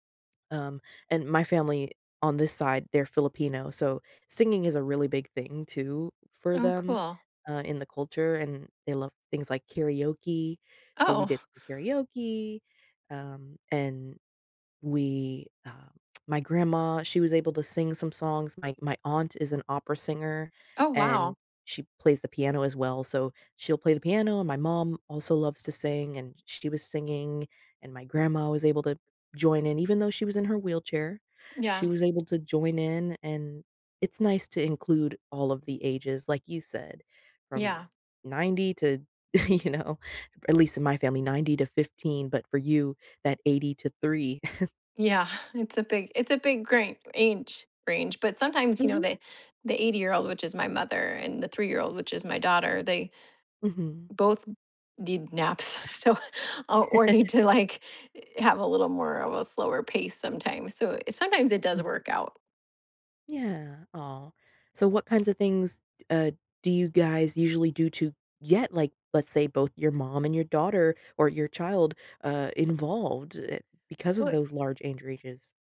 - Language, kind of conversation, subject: English, unstructured, How do you usually spend time with your family?
- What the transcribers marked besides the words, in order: laughing while speaking: "Oh"; other background noise; tapping; laughing while speaking: "you know"; chuckle; exhale; laughing while speaking: "naps. So, or need to, like"; chuckle